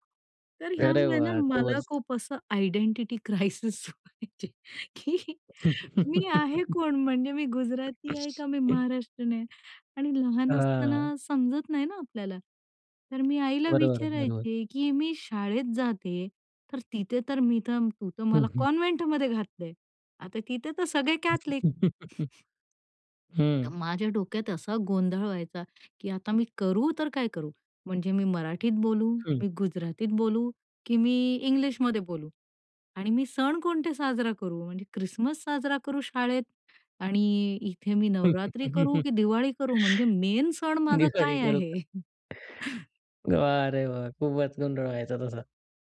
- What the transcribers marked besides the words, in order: laughing while speaking: "आयडेंटिटी क्रायसिस व्हायचे की"; laugh; other background noise; tapping; laugh; chuckle; inhale
- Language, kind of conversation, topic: Marathi, podcast, लहानपणी दोन वेगवेगळ्या संस्कृतींमध्ये वाढण्याचा तुमचा अनुभव कसा होता?